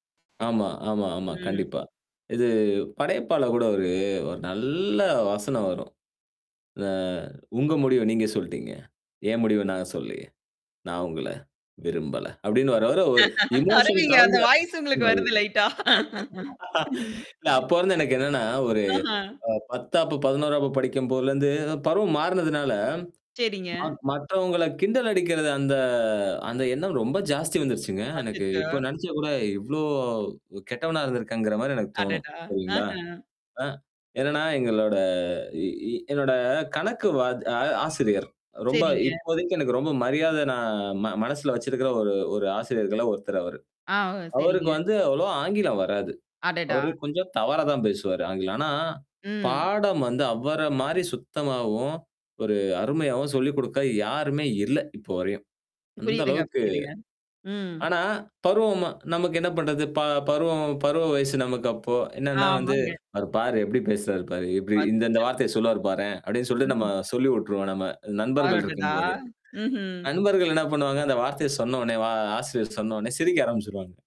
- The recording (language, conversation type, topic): Tamil, podcast, உங்கள் நினைவில் இருக்கும் ஒரு உடை அலங்கார மாற்ற அனுபவத்தைச் சொல்ல முடியுமா?
- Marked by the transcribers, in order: static; drawn out: "நல்ல"; put-on voice: "உங்க முடிவு நீங்க சொல்ட்டீங்க? ஏன் முடிவு நாங்க சொல்லலயே! நான் உங்கள, விரும்பல"; in English: "இமோஷன்"; distorted speech; other background noise; laughing while speaking: "அருமைங்க. அந்த வாய்ஸ் உங்களுக்கு வருது. லைட்டா. ம்"; laugh; drawn out: "அந்த"; drawn out: "இவ்ளோ"; other noise; mechanical hum